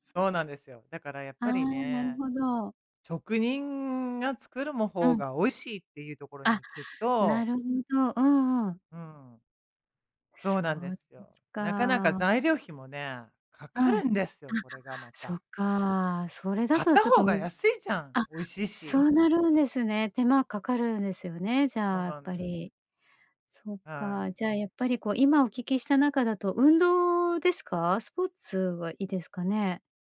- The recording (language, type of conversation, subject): Japanese, advice, 毎日続けられるコツや習慣はどうやって見つけますか？
- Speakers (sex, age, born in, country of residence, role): female, 50-54, Japan, Japan, advisor; female, 55-59, Japan, United States, user
- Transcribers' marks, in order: none